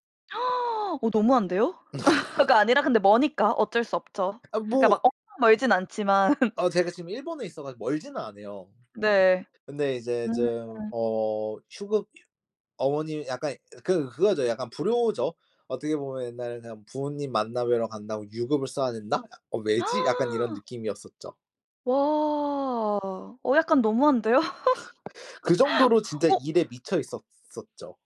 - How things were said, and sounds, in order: gasp; laugh; other background noise; tapping; laugh; gasp; laugh
- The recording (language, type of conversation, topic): Korean, podcast, 일과 삶의 균형을 바꾸게 된 계기는 무엇인가요?